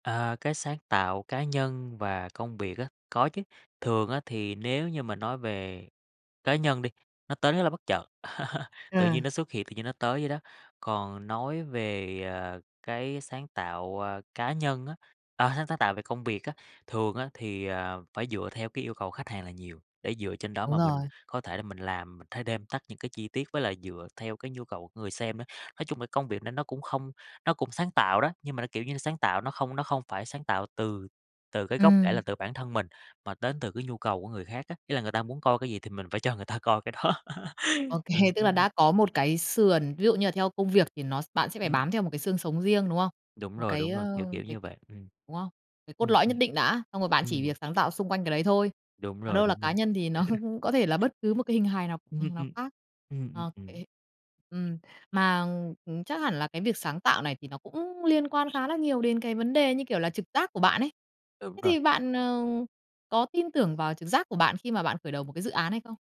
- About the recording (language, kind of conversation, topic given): Vietnamese, podcast, Quy trình sáng tạo của bạn thường bắt đầu ra sao?
- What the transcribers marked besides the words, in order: laugh; laughing while speaking: "OK"; laughing while speaking: "đó"; laugh; other background noise; bird; laugh; tapping; laughing while speaking: "nó"